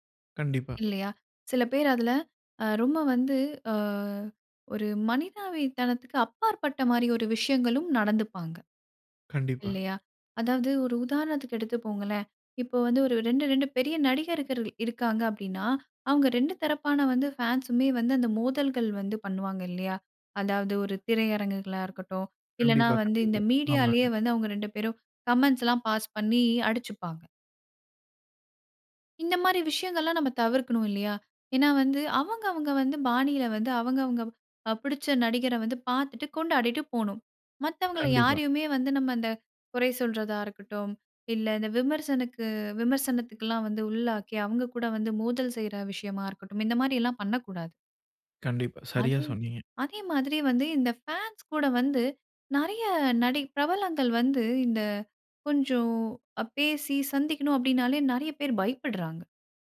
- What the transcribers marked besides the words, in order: drawn out: "அ"; "எடுத்துப்கோங்களேன்" said as "எடுத்துப்போங்களேன்"; "நடிகர்கள்" said as "நடிகர்கர்ள்"; other background noise
- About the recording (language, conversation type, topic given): Tamil, podcast, ரசிகர்களுடன் நெருக்கமான உறவை ஆரோக்கியமாக வைத்திருக்க என்னென்ன வழிமுறைகள் பின்பற்ற வேண்டும்?